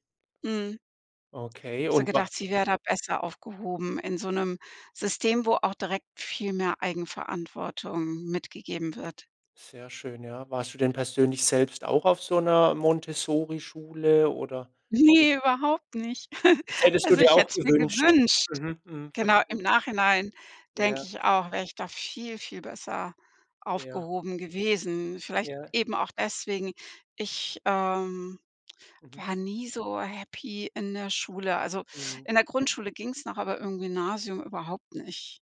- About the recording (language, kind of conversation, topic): German, podcast, Was ist dir wichtig, an deine Kinder weiterzugeben?
- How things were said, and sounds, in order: laughing while speaking: "Ne"; other background noise; chuckle